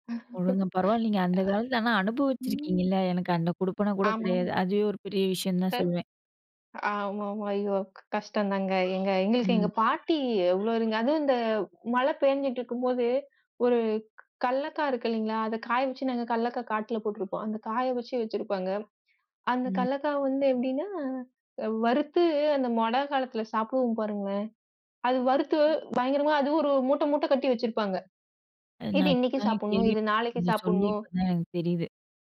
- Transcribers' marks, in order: laugh; other noise; "மழை" said as "மொட"; other background noise
- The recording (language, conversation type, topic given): Tamil, podcast, குடும்ப ரெசிபிகளை முறையாக பதிவு செய்து பாதுகாப்பது எப்படி என்று சொல்லுவீங்களா?